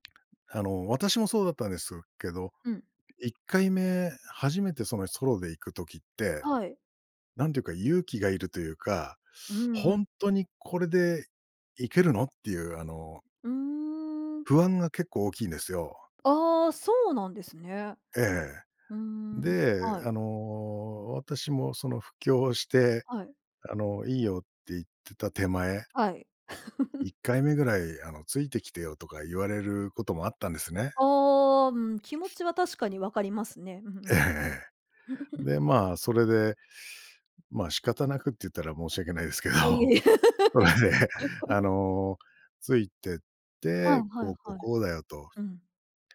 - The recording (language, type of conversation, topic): Japanese, podcast, 趣味に関して一番ワクワクする瞬間はいつですか？
- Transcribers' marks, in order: tapping; laugh; other background noise; chuckle; laughing while speaking: "ですけど、それで"; laugh